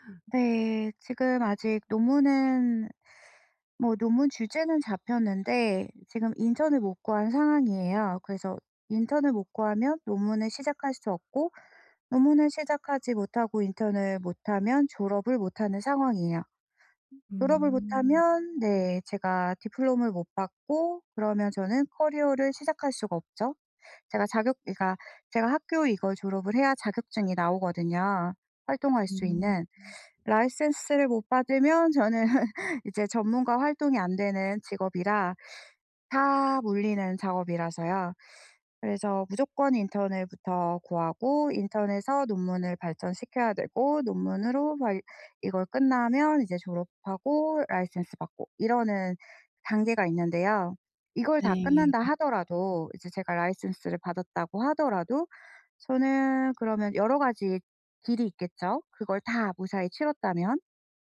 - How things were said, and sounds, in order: in English: "diploma를"; laugh
- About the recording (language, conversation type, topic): Korean, advice, 정체기를 어떻게 극복하고 동기를 꾸준히 유지할 수 있을까요?